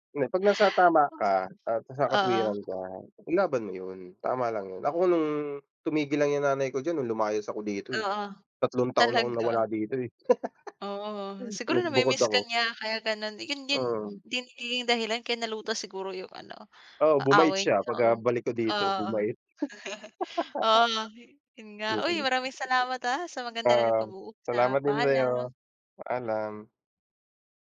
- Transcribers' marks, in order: tapping; other background noise; laugh; chuckle; laugh
- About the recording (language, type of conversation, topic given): Filipino, unstructured, Paano ninyo nilulutas ang mga hidwaan sa loob ng pamilya?